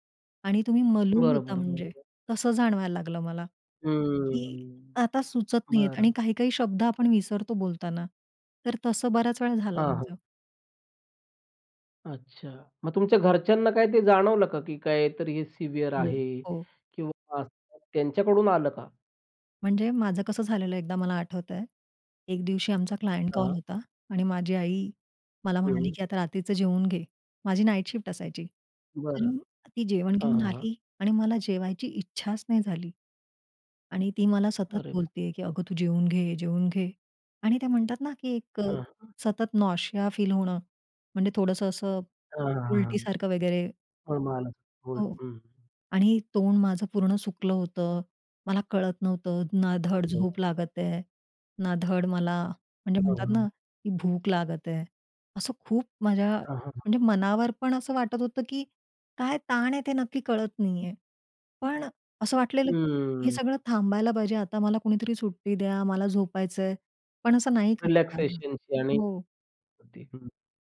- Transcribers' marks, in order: in English: "सिव्हिअर"; unintelligible speech; in English: "क्लायंट"; in English: "नाईट शिफ्ट"; tapping; other noise; in English: "नॉशिया फील"; unintelligible speech; other background noise; unintelligible speech
- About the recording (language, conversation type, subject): Marathi, podcast, मानसिक थकवा